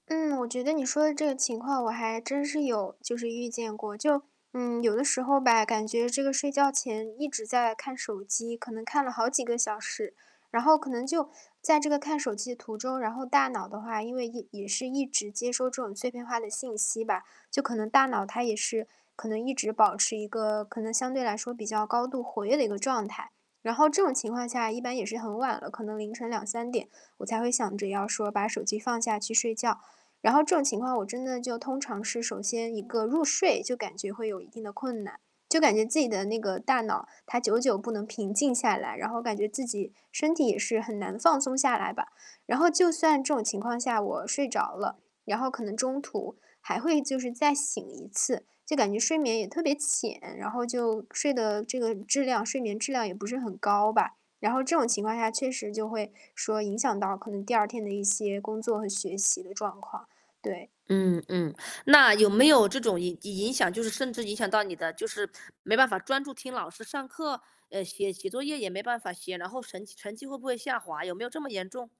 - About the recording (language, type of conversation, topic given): Chinese, advice, 我睡前总是放不下手机、刷屏太久，该怎么办？
- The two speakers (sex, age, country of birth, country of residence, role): female, 20-24, China, Germany, user; male, 35-39, United States, United States, advisor
- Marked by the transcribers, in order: static; other background noise